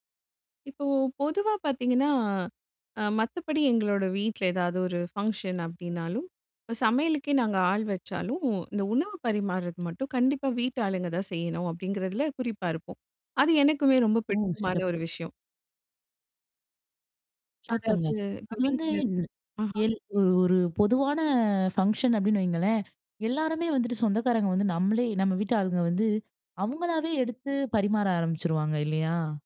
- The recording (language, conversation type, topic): Tamil, podcast, விருந்தினர் வரும்போது உணவு பரிமாறும் வழக்கம் எப்படி இருக்கும்?
- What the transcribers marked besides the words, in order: none